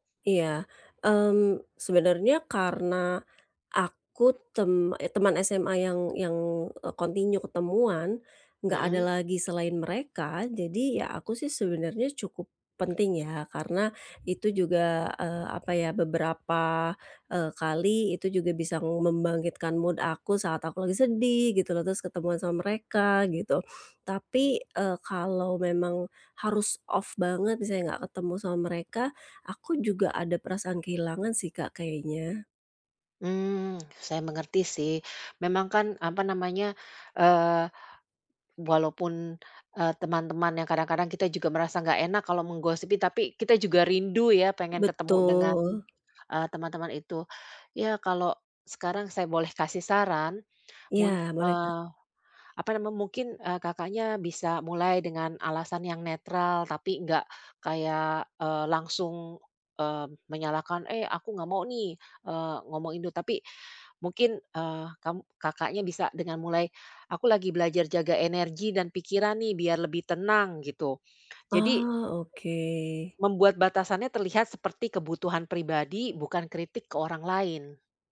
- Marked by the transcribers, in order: in English: "continue"; other background noise; in English: "mood"
- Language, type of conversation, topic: Indonesian, advice, Bagaimana cara menetapkan batasan yang sehat di lingkungan sosial?